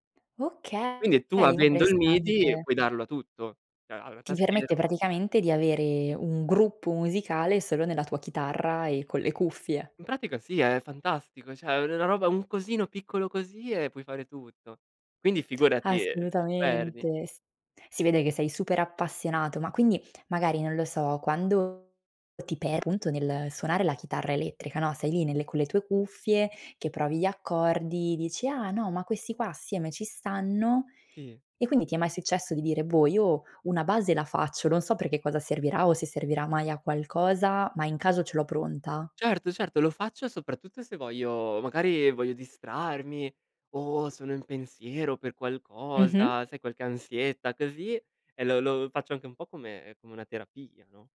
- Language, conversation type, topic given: Italian, podcast, Raccontami di un hobby che ti fa perdere la nozione del tempo
- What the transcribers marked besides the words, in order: "Cioè" said as "ceh"